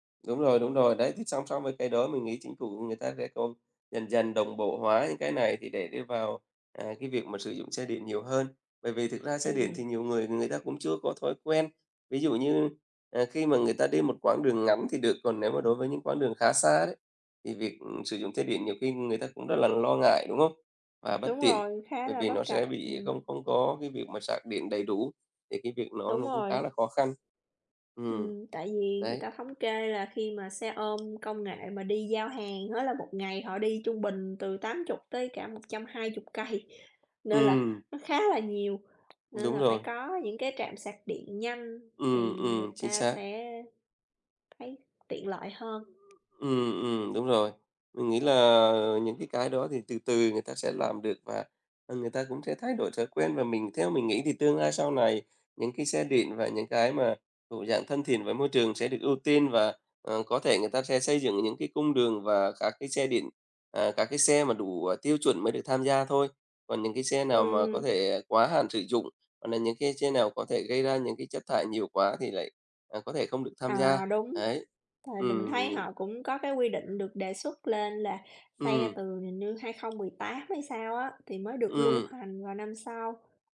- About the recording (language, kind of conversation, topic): Vietnamese, unstructured, Chính phủ nên ưu tiên giải quyết các vấn đề môi trường như thế nào?
- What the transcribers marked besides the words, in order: tapping